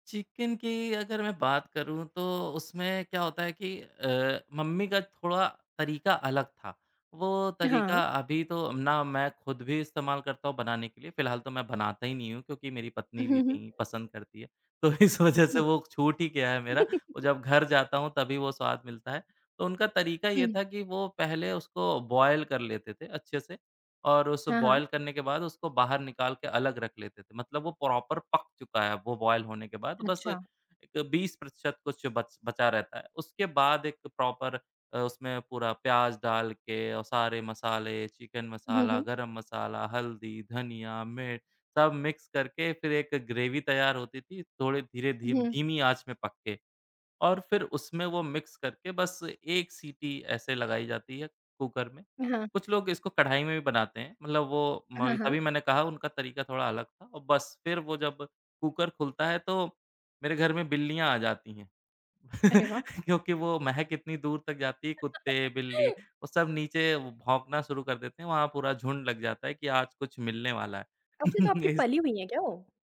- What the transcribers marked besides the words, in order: laughing while speaking: "तो इस वजह से"; chuckle; in English: "बॉयल"; in English: "बॉयल"; in English: "प्रॉपर"; in English: "बॉयल"; in English: "प्रॉपर"; in English: "मिक्स"; in English: "मिक्स"; tapping; laugh; laugh; chuckle
- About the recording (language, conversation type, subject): Hindi, podcast, आपके बचपन का सबसे यादगार खाना कौन-सा था?
- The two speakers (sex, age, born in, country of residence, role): female, 35-39, India, India, host; male, 30-34, India, India, guest